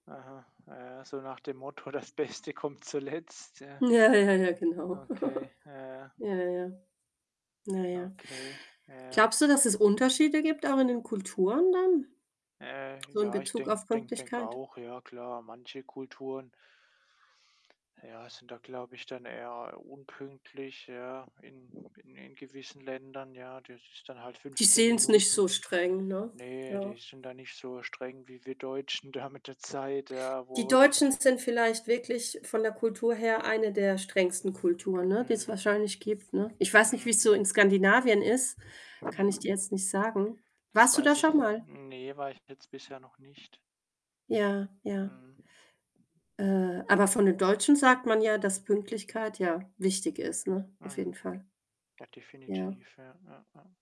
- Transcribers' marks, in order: laughing while speaking: "Das Beste kommt zuletzt"; other background noise; static; chuckle; laughing while speaking: "da mit der Zeit"
- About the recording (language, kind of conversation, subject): German, unstructured, Wie stehst du zu Menschen, die ständig zu spät kommen?